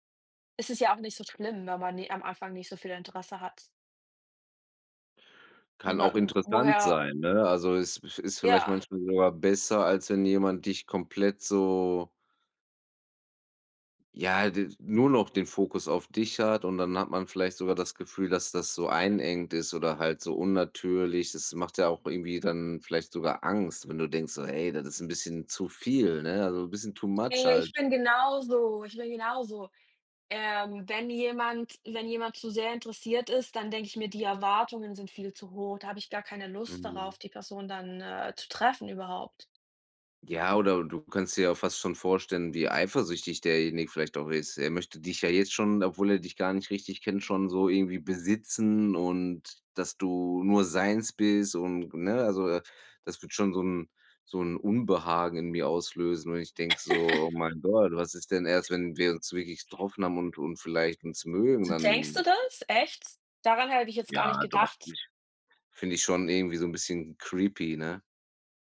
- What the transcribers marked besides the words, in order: in English: "too much"; laugh; other background noise; in English: "creepy"
- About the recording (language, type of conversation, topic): German, unstructured, Wie reagierst du, wenn dein Partner nicht ehrlich ist?